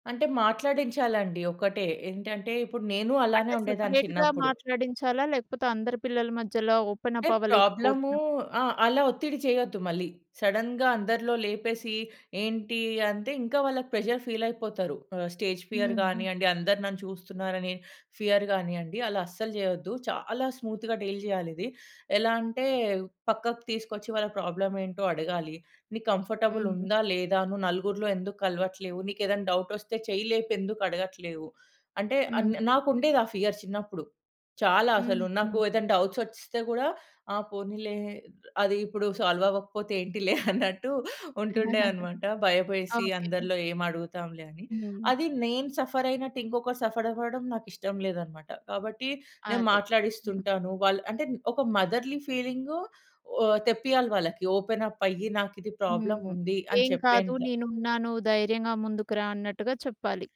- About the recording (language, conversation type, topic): Telugu, podcast, పిల్లలకు మంచి గురువుగా ఉండాలంటే అవసరమైన ముఖ్య లక్షణాలు ఏమిటి?
- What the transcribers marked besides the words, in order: other background noise; in English: "సపరేట్‌గా"; in English: "ఓపెనప్"; in English: "సడెన్‌గా"; in English: "ప్రెజర్"; in English: "స్టేజ్ ఫియర్"; in English: "ఫియర్"; in English: "స్మూత్‌గా డీల్"; in English: "కంఫర్టబుల్"; in English: "ఫియర్"; in English: "డౌట్స్"; in English: "సాల్వ్"; chuckle; in English: "సఫర్"; in English: "మదర్‌లీ"